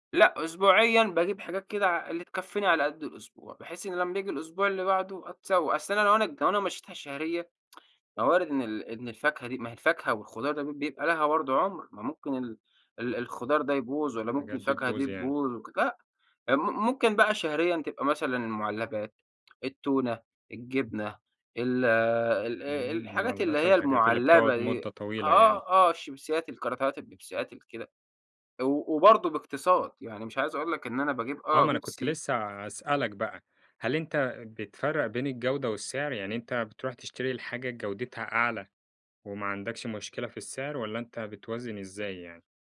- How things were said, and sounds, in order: tsk; background speech
- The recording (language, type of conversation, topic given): Arabic, podcast, إزاي أتسوّق بميزانية معقولة من غير ما أصرف زيادة؟